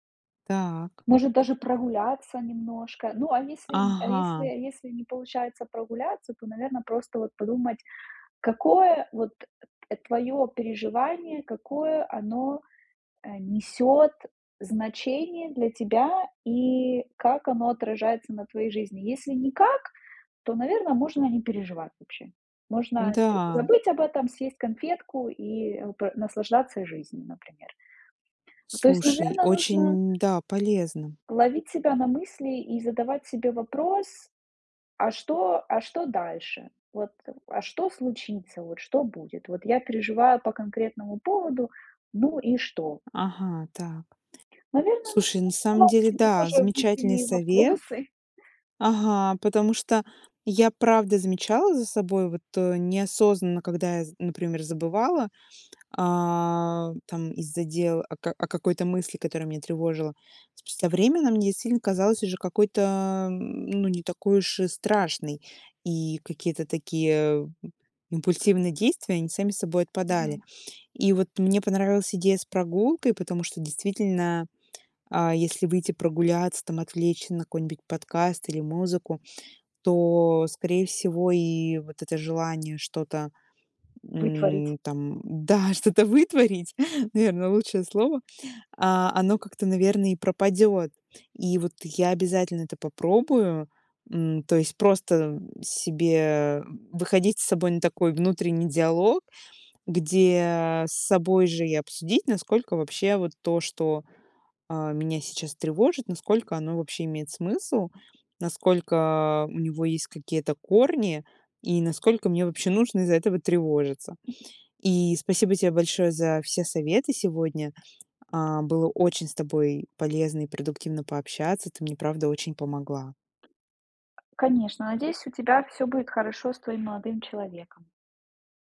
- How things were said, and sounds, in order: laughing while speaking: "вопросы"; laughing while speaking: "да, что-то"; tapping
- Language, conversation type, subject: Russian, advice, Как справиться с подозрениями в неверности и трудностями с доверием в отношениях?